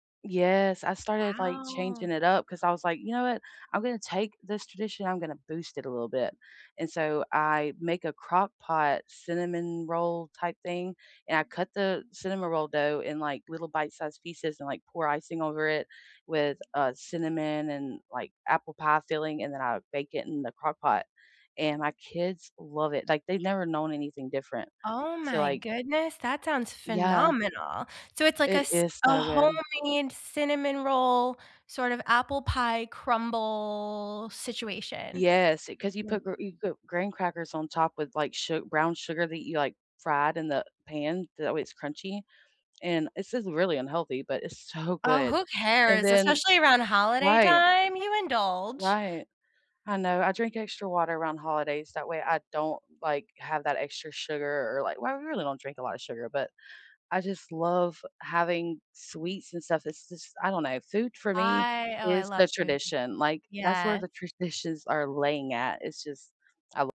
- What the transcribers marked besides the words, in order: background speech; stressed: "phenomenal"; drawn out: "crumble"; unintelligible speech; stressed: "so"
- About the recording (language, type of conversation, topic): English, unstructured, Which childhood traditions do you still keep, or miss the most, and how have they shaped who you are today?
- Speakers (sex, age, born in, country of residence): female, 30-34, United States, United States; female, 35-39, United States, United States